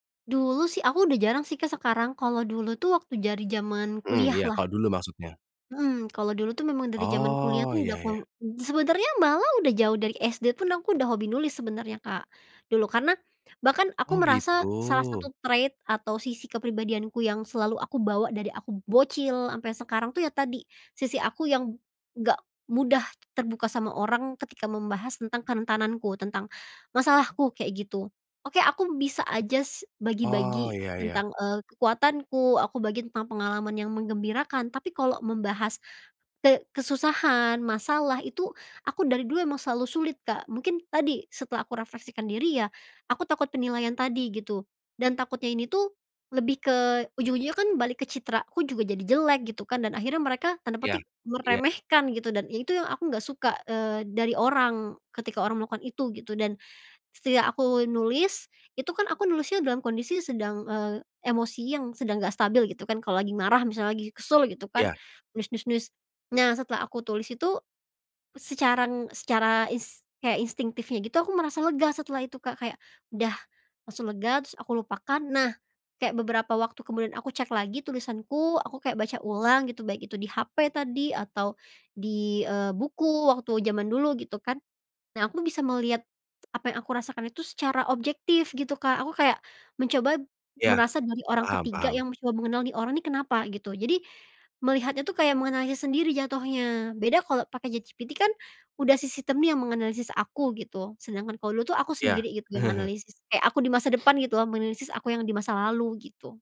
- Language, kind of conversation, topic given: Indonesian, podcast, Bagaimana kamu biasanya menandai batas ruang pribadi?
- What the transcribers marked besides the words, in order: in English: "trade"; other background noise; chuckle; sniff